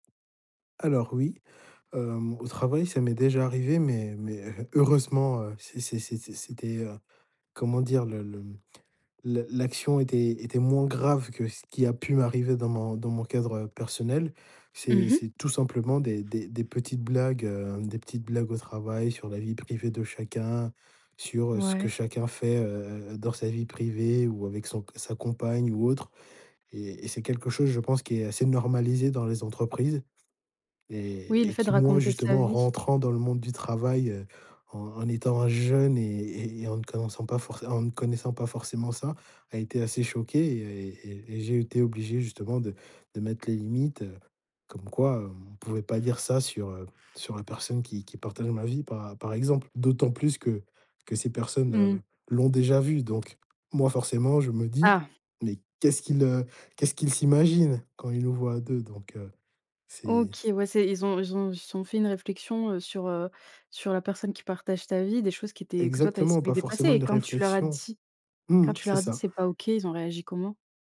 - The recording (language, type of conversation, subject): French, podcast, Comment réagis-tu quand quelqu’un dépasse tes limites ?
- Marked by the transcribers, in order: other background noise; chuckle; stressed: "grave"; stressed: "rentrant"; stressed: "jeune"; "connaissant" said as "connanssant"